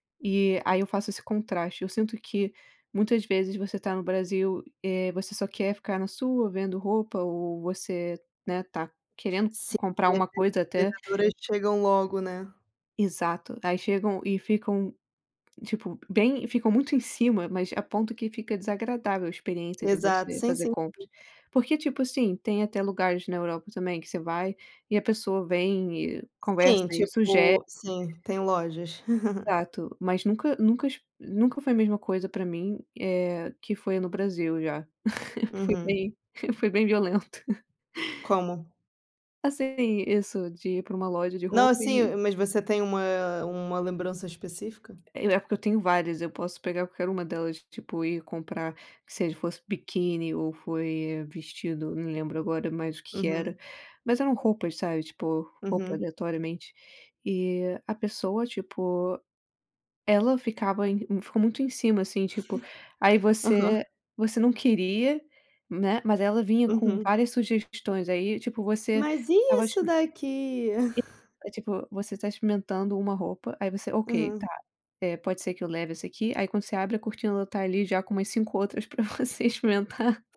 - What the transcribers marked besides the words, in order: other background noise; chuckle; laugh; chuckle; giggle; put-on voice: "Mas e isso daqui?"; chuckle; laugh
- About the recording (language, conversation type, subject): Portuguese, unstructured, Como você se sente quando alguém tenta te convencer a gastar mais?